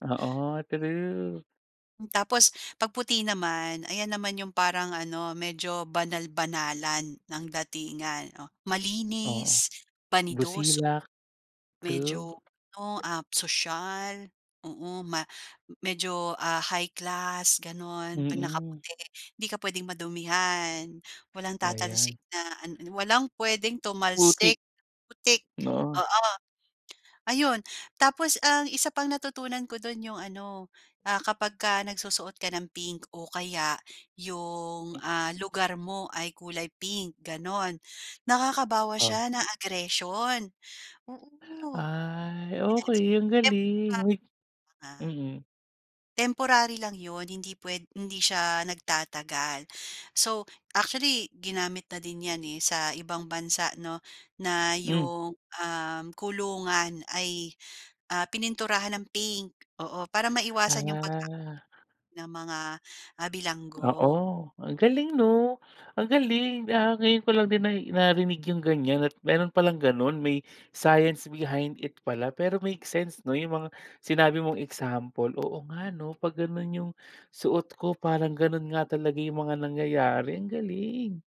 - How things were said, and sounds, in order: in English: "high class"; in English: "aggression"; unintelligible speech; drawn out: "Ah"; in English: "science behind it"; in English: "makes sense"
- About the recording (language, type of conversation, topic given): Filipino, podcast, Paano mo ginagamit ang kulay para ipakita ang sarili mo?